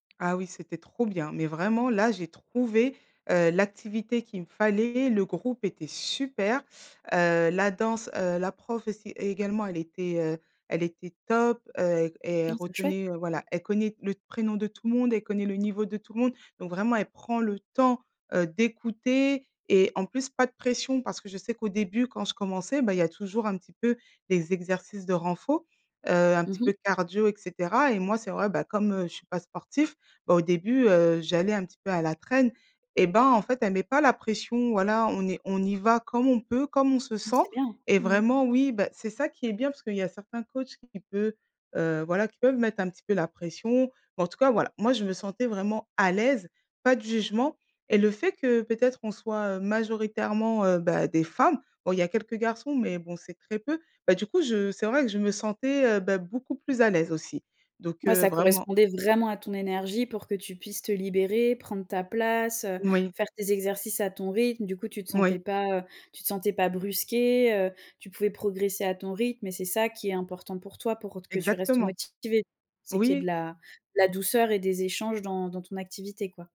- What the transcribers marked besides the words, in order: tapping; stressed: "super"; "renforcement" said as "renfos"; other background noise; stressed: "à l'aise"; stressed: "vraiment"
- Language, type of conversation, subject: French, advice, Comment remplacer mes mauvaises habitudes par de nouvelles routines durables sans tout changer brutalement ?